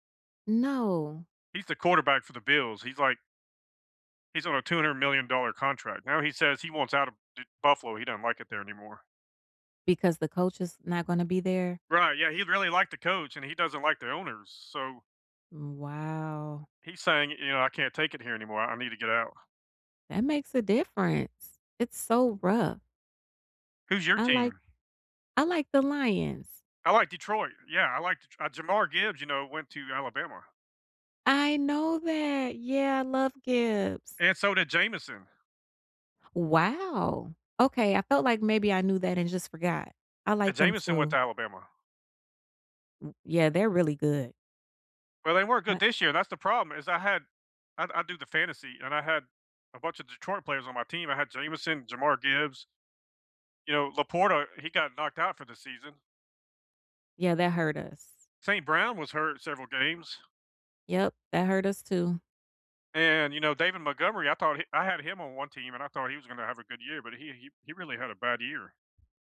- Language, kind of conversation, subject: English, unstructured, How do you balance being a supportive fan and a critical observer when your team is struggling?
- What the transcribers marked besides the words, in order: tapping; surprised: "Wow"